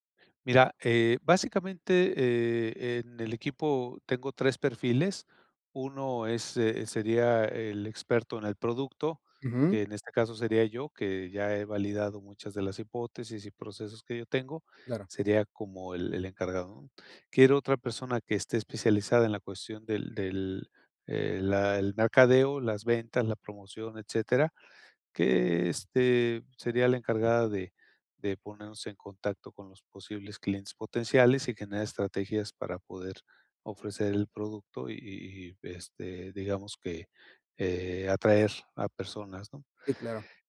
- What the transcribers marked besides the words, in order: none
- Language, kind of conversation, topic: Spanish, advice, ¿Cómo puedo formar y liderar un equipo pequeño para lanzar mi startup con éxito?